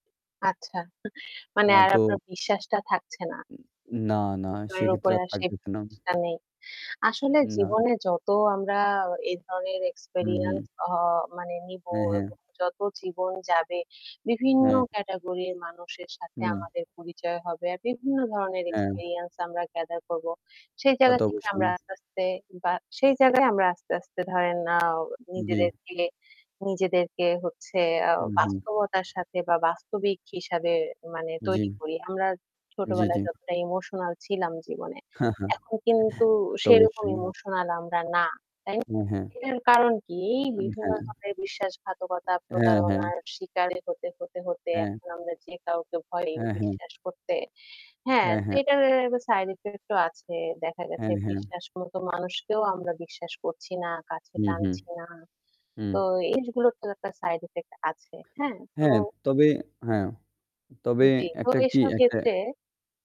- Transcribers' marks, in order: static; chuckle; tapping; distorted speech; in English: "এক্সপেরিয়েন্স"; other background noise; laugh
- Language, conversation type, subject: Bengali, unstructured, বন্ধুত্বে আপনি কি কখনো বিশ্বাসঘাতকতার শিকার হয়েছেন, আর তা আপনার জীবনে কী প্রভাব ফেলেছে?